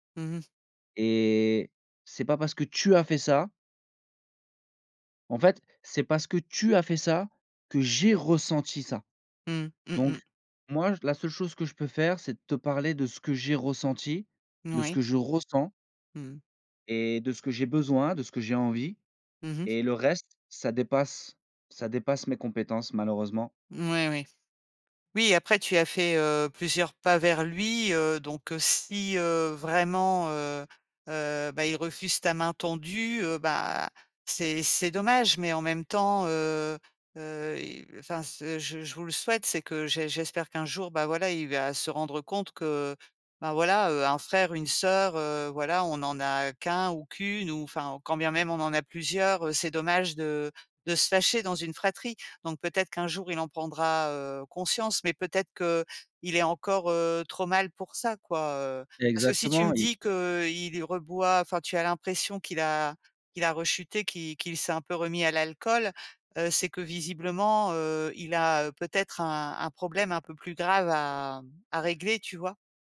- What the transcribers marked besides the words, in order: stressed: "tu"; stressed: "tu"; stressed: "j'ai ressenti ça"; tapping; stressed: "ressens"; other background noise
- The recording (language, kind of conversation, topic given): French, podcast, Comment reconnaître ses torts et s’excuser sincèrement ?